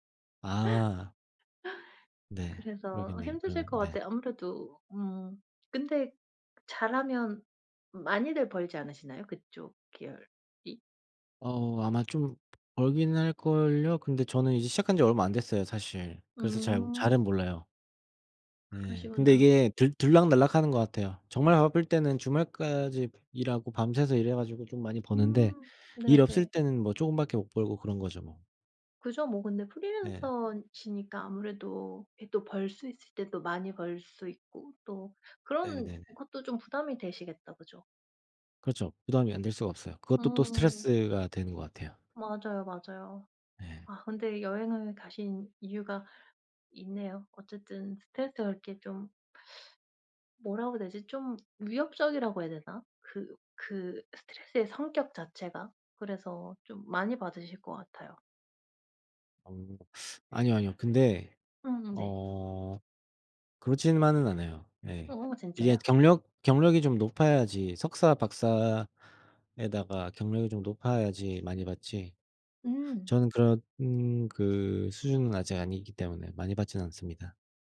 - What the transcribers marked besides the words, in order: other background noise; teeth sucking; teeth sucking
- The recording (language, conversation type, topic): Korean, unstructured, 취미가 스트레스 해소에 어떻게 도움이 되나요?